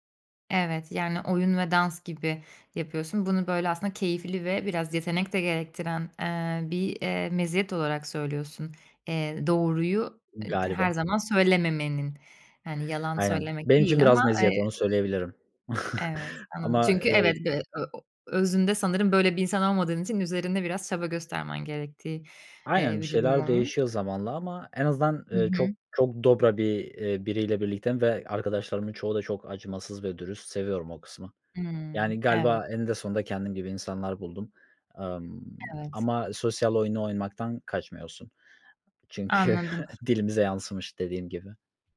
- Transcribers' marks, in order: other background noise; tapping; chuckle; chuckle
- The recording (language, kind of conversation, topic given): Turkish, podcast, Sence doğruyu söylemenin sosyal bir bedeli var mı?